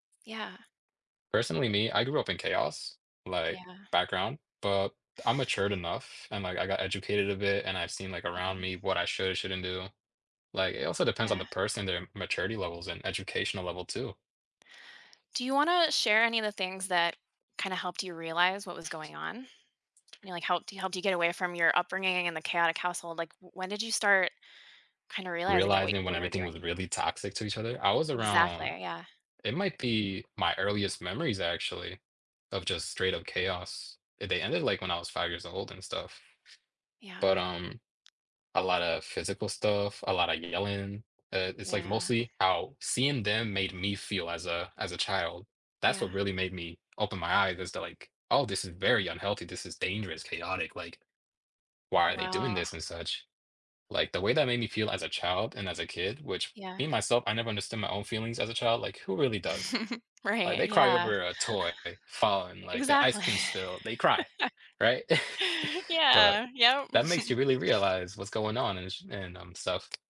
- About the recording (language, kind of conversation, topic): English, unstructured, What are some emotional or practical reasons people remain in relationships that aren't healthy for them?
- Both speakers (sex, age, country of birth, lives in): female, 40-44, United States, United States; male, 20-24, United States, United States
- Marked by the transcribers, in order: other noise; other background noise; giggle; laughing while speaking: "Exactly"; chuckle; giggle; tapping